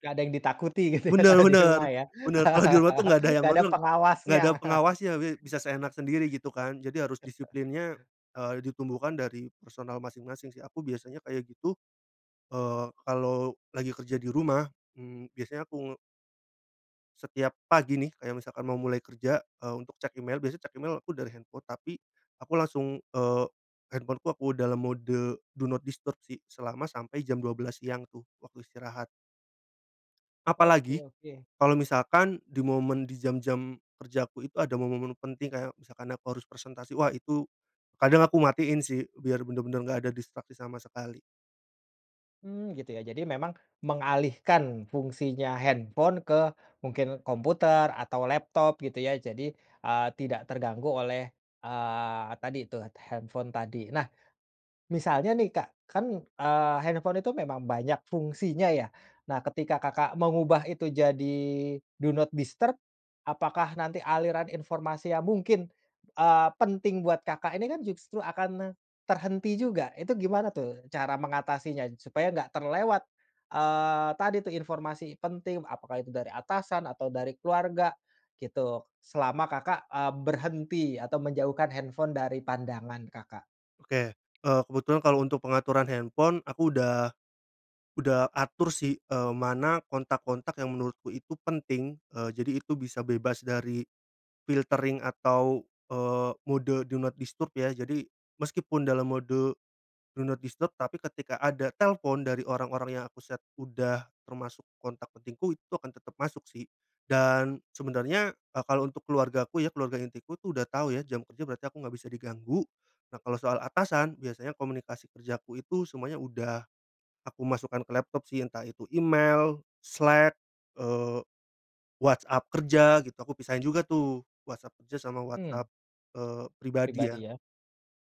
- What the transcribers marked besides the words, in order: laughing while speaking: "kalo"; laughing while speaking: "gitu ya kalau di rumah ya"; laugh; chuckle; other background noise; other noise; in English: "do not disturb"; in English: "do not disturb"; in English: "filtering"; in English: "do not disturb"; in English: "do not disturb"
- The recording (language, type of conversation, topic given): Indonesian, podcast, Apa saja trik sederhana untuk mengatur waktu penggunaan teknologi?